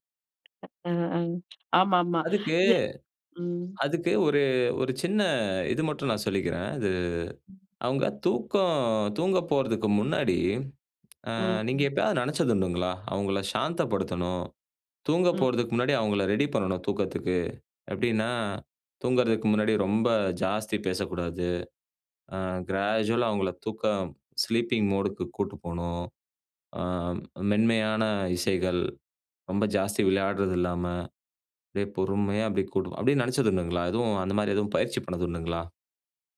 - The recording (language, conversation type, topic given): Tamil, podcast, மிதமான உறக்கம் உங்கள் நாளை எப்படி பாதிக்கிறது என்று நீங்கள் நினைக்கிறீர்களா?
- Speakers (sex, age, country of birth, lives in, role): female, 35-39, India, India, guest; male, 35-39, India, Finland, host
- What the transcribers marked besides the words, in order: other noise; other background noise; in English: "கிராஜுவலா"; in English: "ஸ்லீப்பிங் மோடுக்கு"